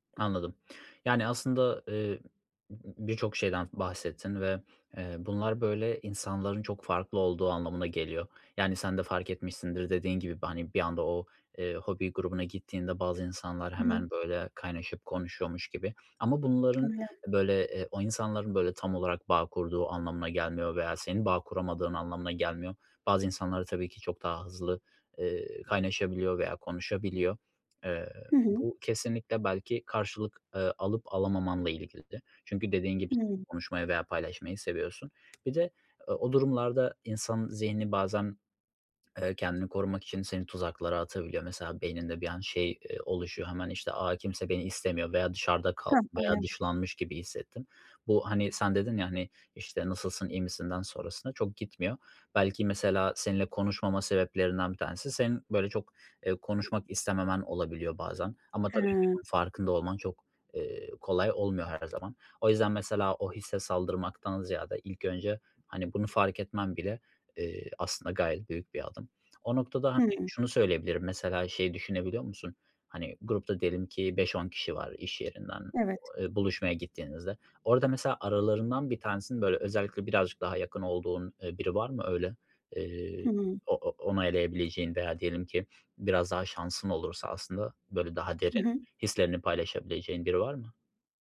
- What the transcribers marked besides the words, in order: other background noise; unintelligible speech
- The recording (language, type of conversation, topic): Turkish, advice, Grup etkinliklerinde yalnız hissettiğimde ne yapabilirim?